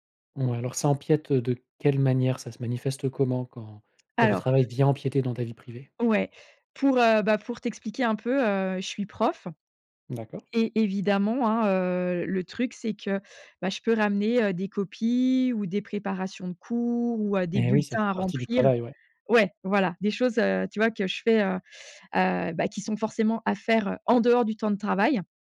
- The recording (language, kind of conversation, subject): French, podcast, Comment trouver un bon équilibre entre le travail et la vie de famille ?
- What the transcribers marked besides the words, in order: other background noise; stressed: "en dehors"